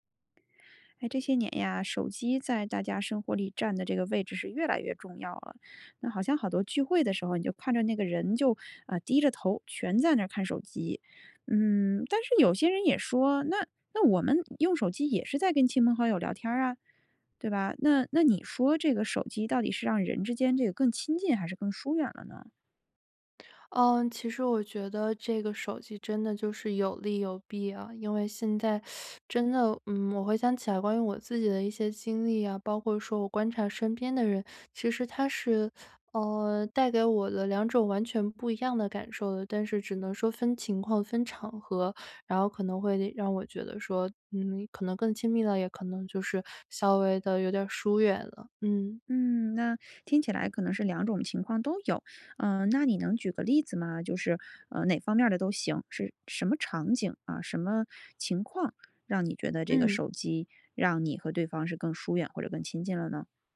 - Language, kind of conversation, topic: Chinese, podcast, 你觉得手机让人与人更亲近还是更疏远?
- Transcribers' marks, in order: teeth sucking